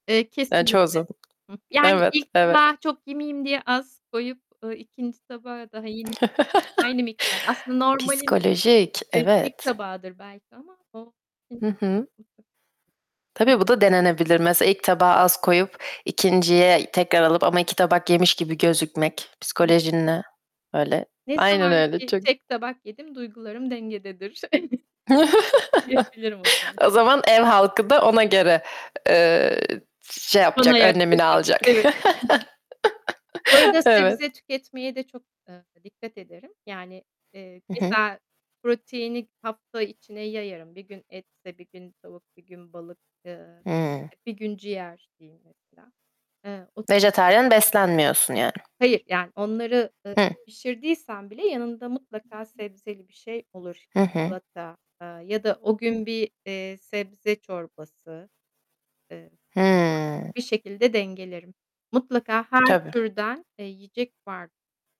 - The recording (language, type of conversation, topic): Turkish, podcast, Dengeli beslenmek için nelere dikkat edersin?
- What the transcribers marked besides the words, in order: distorted speech; other background noise; chuckle; unintelligible speech; unintelligible speech; static; chuckle; chuckle; unintelligible speech; tapping